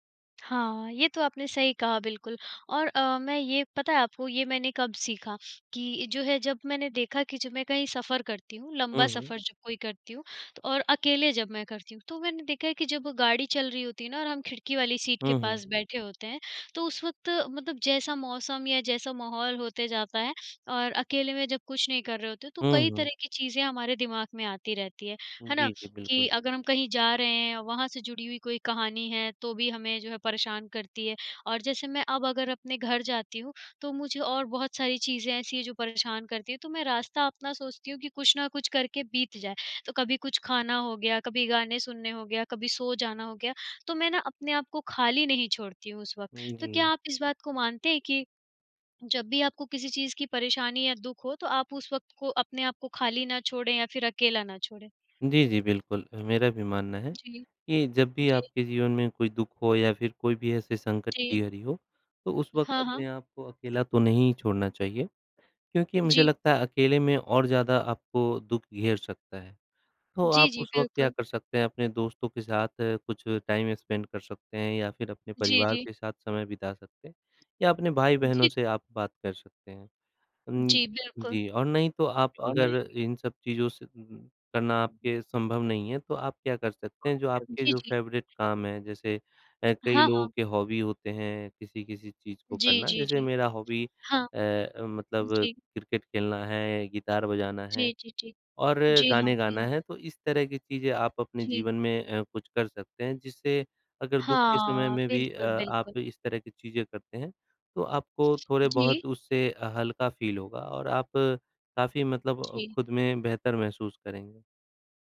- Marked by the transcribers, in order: tapping; in English: "टाइम स्पेंड"; other noise; in English: "फ़ेवरेट"; in English: "हॉबी"; in English: "हॉबी"; in English: "फ़ील"
- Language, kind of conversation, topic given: Hindi, unstructured, दुख के समय खुद को खुश रखने के आसान तरीके क्या हैं?